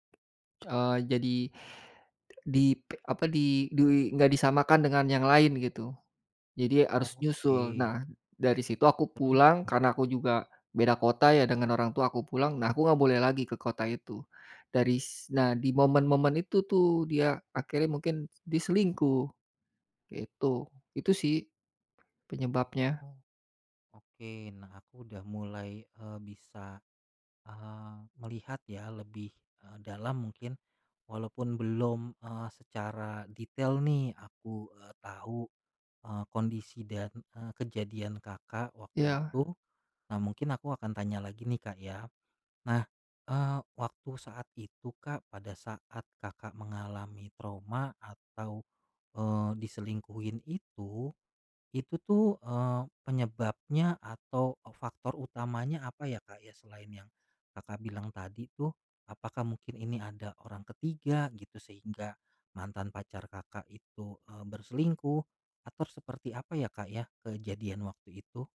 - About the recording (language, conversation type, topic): Indonesian, advice, Bagaimana cara mengatasi rasa takut memulai hubungan baru setelah putus karena khawatir terluka lagi?
- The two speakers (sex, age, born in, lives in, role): male, 35-39, Indonesia, Indonesia, advisor; male, 45-49, Indonesia, Indonesia, user
- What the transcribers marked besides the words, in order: none